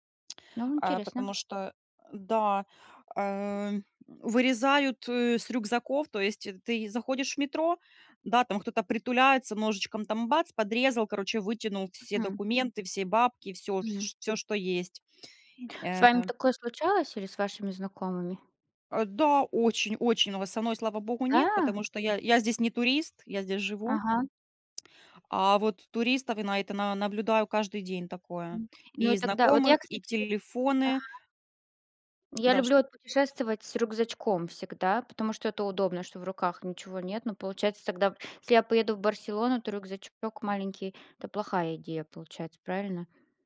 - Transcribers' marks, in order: other background noise; tapping
- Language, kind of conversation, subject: Russian, unstructured, Что вас больше всего раздражает в туристических местах?